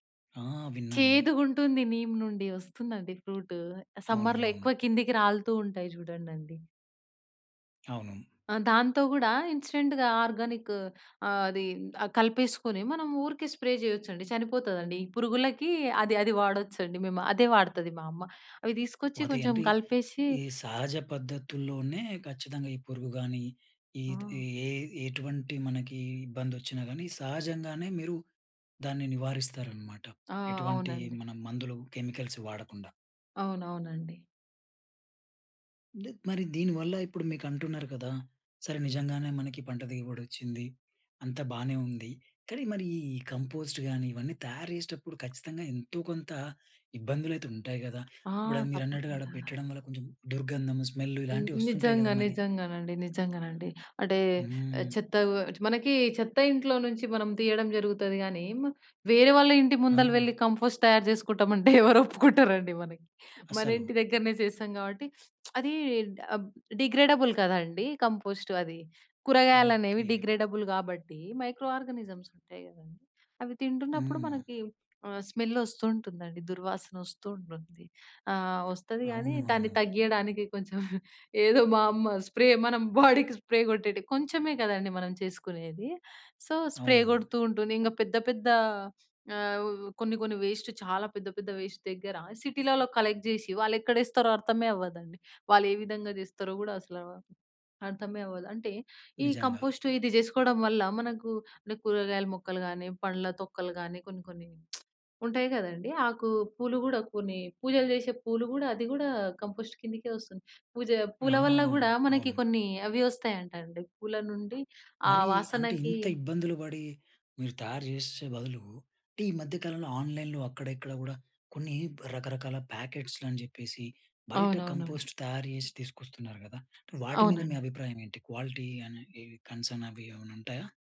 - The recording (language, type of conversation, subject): Telugu, podcast, ఇంట్లో కంపోస్ట్ చేయడం ఎలా మొదలు పెట్టాలి?
- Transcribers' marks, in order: in English: "నీమ్"; in English: "సమ్మర్‌లో"; in English: "ఇన్‌స్టెంట్‌గా"; in English: "స్ప్రే"; "అదే" said as "వదే"; laughing while speaking: "ఎవరొప్పుకుంటారండి మనకి?"; lip smack; in English: "డిగ్రేడబుల్"; in English: "డిగ్రేడబుల్"; in English: "మైక్రో ఆర్గానిజమ్స్"; laughing while speaking: "కొంచెం, ఏదో మా అమ్మ స్ప్రే మనం బాడీకి స్ప్రే"; in English: "స్ప్రే"; in English: "బాడీకి స్ప్రే"; in English: "సో, స్ప్రే"; in English: "వేస్ట్"; in English: "కలెక్ట్"; lip smack; in English: "కంపోస్ట్"; in English: "ఆన్లైన్‍లో"; in English: "కంపోస్ట్"; in English: "క్వాలిటీ"